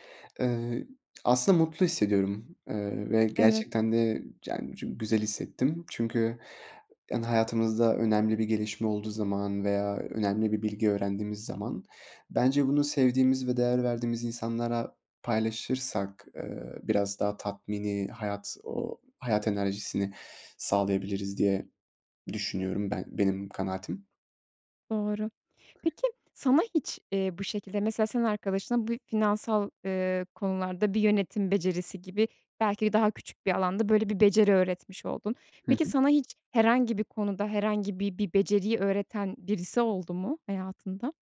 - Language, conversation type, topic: Turkish, podcast, Birine bir beceriyi öğretecek olsan nasıl başlardın?
- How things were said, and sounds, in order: none